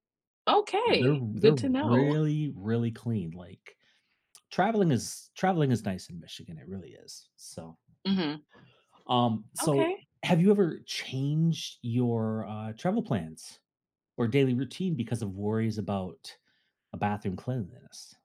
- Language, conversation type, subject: English, unstructured, How does the cleanliness of public bathrooms affect your travel experience?
- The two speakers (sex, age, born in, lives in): female, 30-34, United States, United States; male, 50-54, United States, United States
- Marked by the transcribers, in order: none